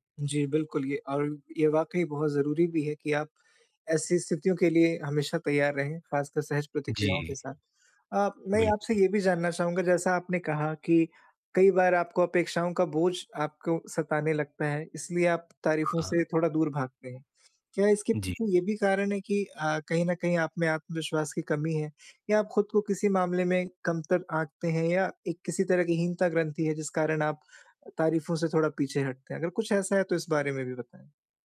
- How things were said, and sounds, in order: tapping
- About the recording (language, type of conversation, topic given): Hindi, advice, तारीफ मिलने पर असहजता कैसे दूर करें?